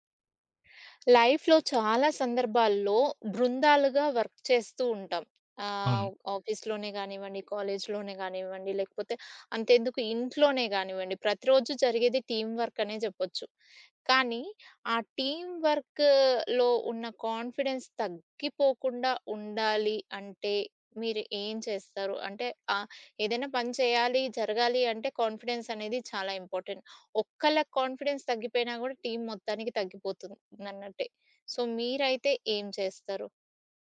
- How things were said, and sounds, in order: other background noise; in English: "లైఫ్‌లో"; in English: "వర్క్"; in English: "ఆఫీస్‌లోనే"; in English: "కాలేజ్ లోనే"; in English: "టీమ్ వర్క్"; in English: "టీమ్ వర్క్‌లో"; in English: "కాన్ఫిడెన్స్"; in English: "కాన్ఫిడెన్స్"; in English: "ఇంపార్టెంట్"; in English: "కాన్ఫిడెన్స్"; in English: "టీమ్"; in English: "సో"
- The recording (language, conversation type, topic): Telugu, podcast, మీరు మీ టీమ్‌లో విశ్వాసాన్ని ఎలా పెంచుతారు?